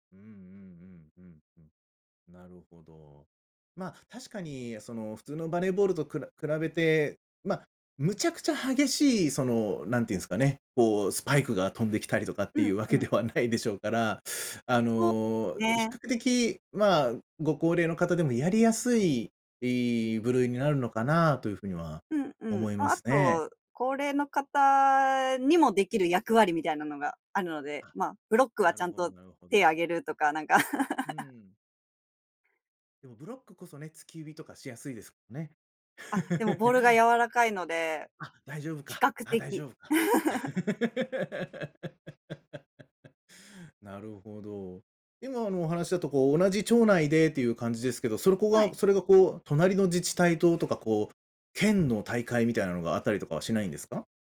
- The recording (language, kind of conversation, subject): Japanese, podcast, 休日は普段どのように過ごしていますか？
- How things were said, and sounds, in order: other background noise; laughing while speaking: "わけではないでしょうから"; giggle; giggle; laugh; chuckle